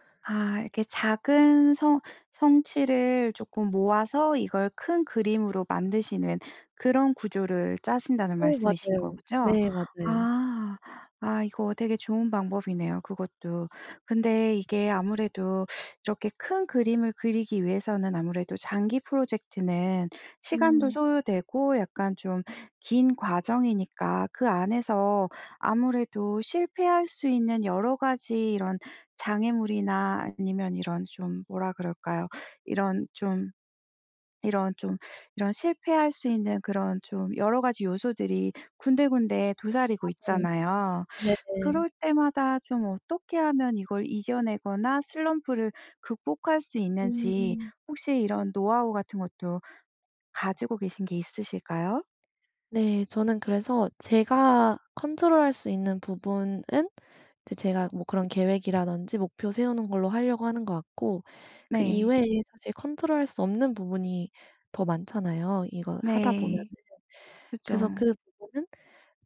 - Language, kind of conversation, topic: Korean, podcast, 공부 동기는 보통 어떻게 유지하시나요?
- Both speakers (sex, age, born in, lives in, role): female, 25-29, South Korea, United States, guest; female, 40-44, South Korea, France, host
- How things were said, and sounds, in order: "거죠?" said as "거구죠?"